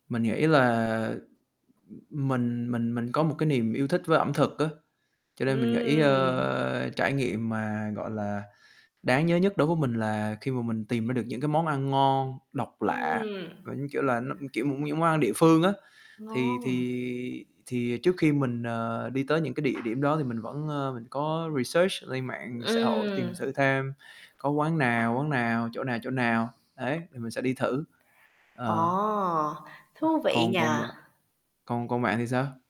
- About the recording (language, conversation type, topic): Vietnamese, unstructured, Bạn nhớ nhất khoảnh khắc nào trong một chuyến du lịch của mình?
- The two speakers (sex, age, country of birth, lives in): female, 25-29, Vietnam, Vietnam; male, 25-29, Vietnam, Vietnam
- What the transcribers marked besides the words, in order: static; other background noise; unintelligible speech; tapping; in English: "research"; other noise